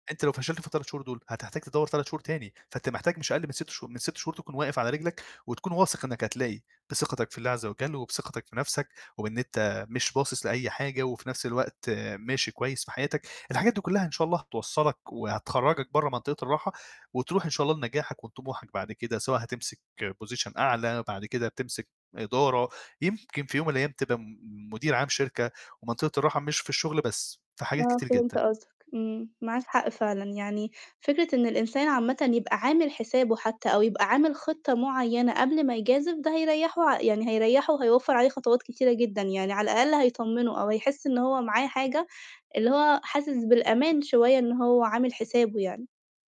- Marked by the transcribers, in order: in English: "position"; "يجازف" said as "يجازب"
- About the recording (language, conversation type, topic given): Arabic, podcast, إمتى خرجت من منطقة الراحة بتاعتك ونجحت؟